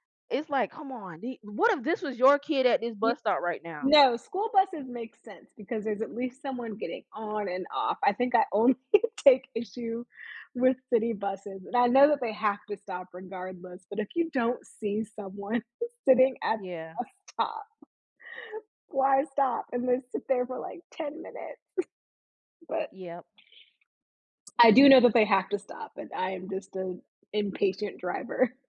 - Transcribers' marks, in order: laughing while speaking: "only take issue"; laughing while speaking: "someone"; laughing while speaking: "stop"; chuckle; other background noise
- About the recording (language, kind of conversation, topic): English, unstructured, How does practicing self-discipline impact our mental and emotional well-being?
- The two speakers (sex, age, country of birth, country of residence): female, 35-39, United States, United States; female, 35-39, United States, United States